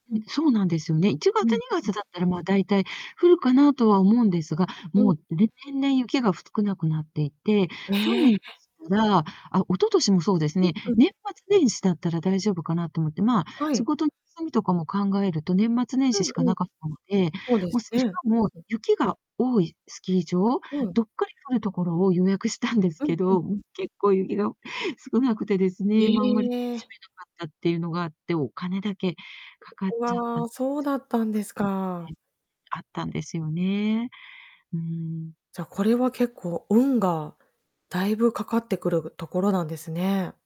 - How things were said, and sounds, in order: distorted speech; static; laughing while speaking: "した"; laughing while speaking: "ん 結構 雪が"; unintelligible speech
- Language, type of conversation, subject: Japanese, advice, たくさんのアイデアがあって何を選ぶべきか決められないとき、どうすれば決められますか？